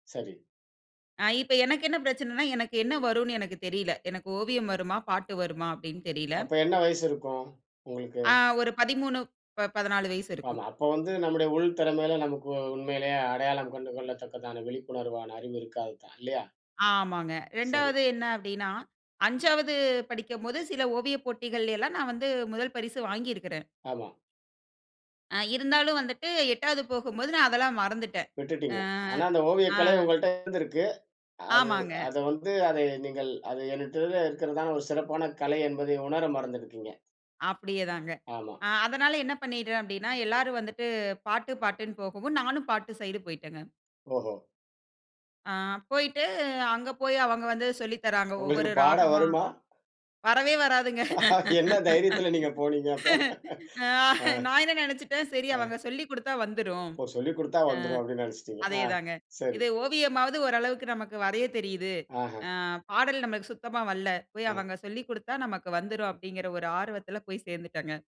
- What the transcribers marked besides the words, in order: laugh; laughing while speaking: "என்ன தைரியத்துல நீங்க போனீங்க அப்ப"; other background noise; "வரல" said as "வல்ல"
- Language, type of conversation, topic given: Tamil, podcast, பள்ளிக்கால நினைவுகளில் உங்களுக்கு மிகவும் முக்கியமாக நினைவில் நிற்கும் ஒரு அனுபவம் என்ன?